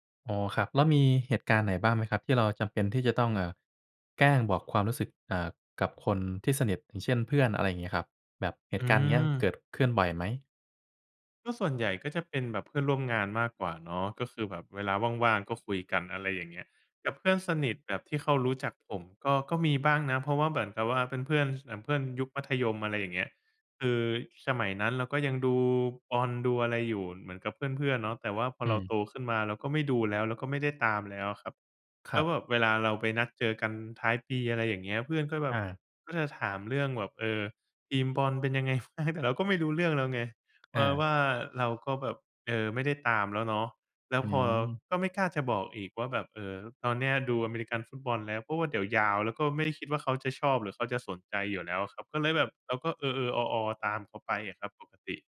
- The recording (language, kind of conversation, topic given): Thai, advice, คุณเคยซ่อนความชอบที่ไม่เหมือนคนอื่นเพื่อให้คนรอบตัวคุณยอมรับอย่างไร?
- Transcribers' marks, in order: laughing while speaking: "ไงบ้าง ?"